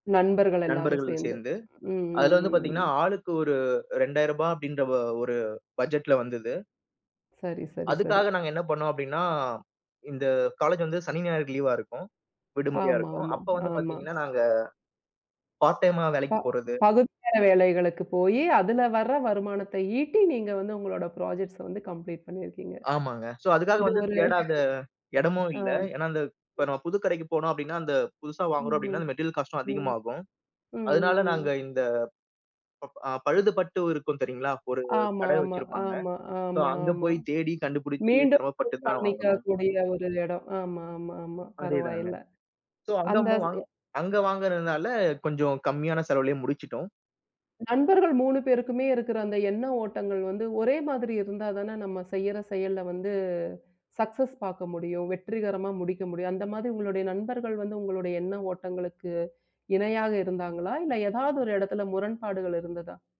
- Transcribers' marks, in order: in English: "பட்ஜெட்ல"; in English: "பார்ட் டைமா"; other background noise; in English: "ப்ராஜெக்ட்ஸ்"; in English: "சோ"; in English: "கம்ப்ளீட்"; other noise; laughing while speaking: "ஒரு. அம்"; in English: "மெட்டீரியல் காஸ்ட்டும்"; in English: "சோ"; in English: "சோ"; in English: "சக்சஸ்"
- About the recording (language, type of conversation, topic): Tamil, podcast, மிகக் கடினமான ஒரு தோல்வியிலிருந்து மீண்டு முன்னேற நீங்கள் எப்படி கற்றுக்கொள்கிறீர்கள்?